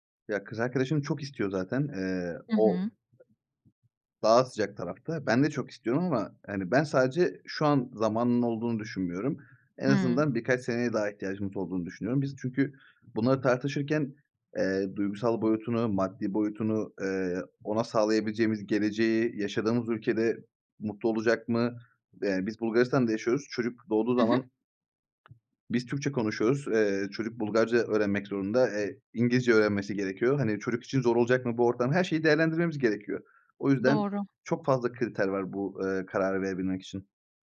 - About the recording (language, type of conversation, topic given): Turkish, podcast, Çocuk sahibi olmaya hazır olup olmadığını nasıl anlarsın?
- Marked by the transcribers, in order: other background noise; tapping